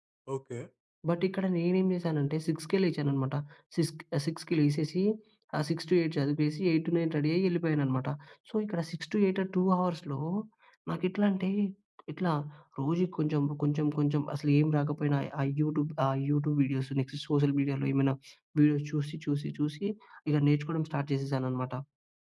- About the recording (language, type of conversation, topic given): Telugu, podcast, మీ జీవితంలో జరిగిన ఒక పెద్ద మార్పు గురించి వివరంగా చెప్పగలరా?
- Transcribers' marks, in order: in English: "బట్"; in English: "సో"; in English: "టూ అవర్స్‌లో"; in English: "యూట్యూబ్"; in English: "యూట్యూబ్ వీడియోస్ నెక్స్ట్ సోషల్ మీడియాలో"; in English: "వీడియోస్"; in English: "స్టార్ట్"